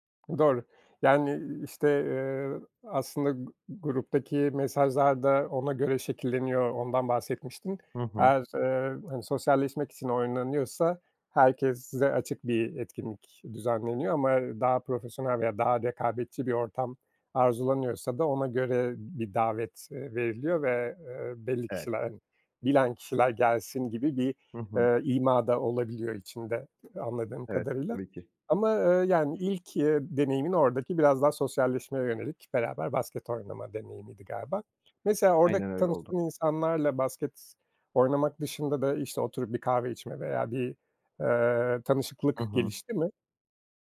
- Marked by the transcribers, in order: none
- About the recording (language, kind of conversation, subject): Turkish, podcast, Hobi partneri ya da bir grup bulmanın yolları nelerdir?